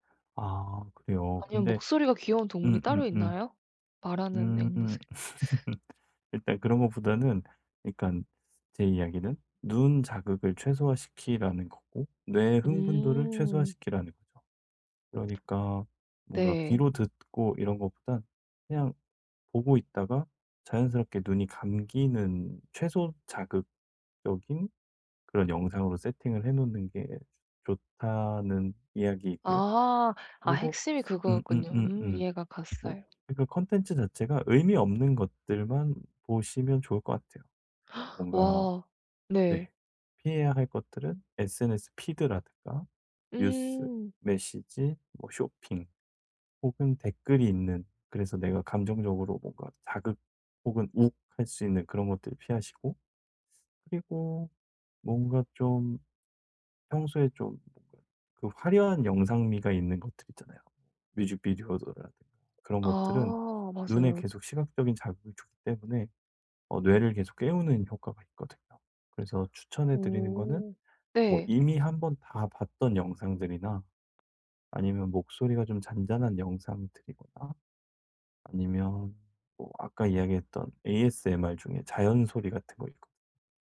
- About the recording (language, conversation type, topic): Korean, advice, 자기 전에 스마트폰 사용을 줄여 더 빨리 잠들려면 어떻게 시작하면 좋을까요?
- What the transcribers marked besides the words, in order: tapping; laugh; gasp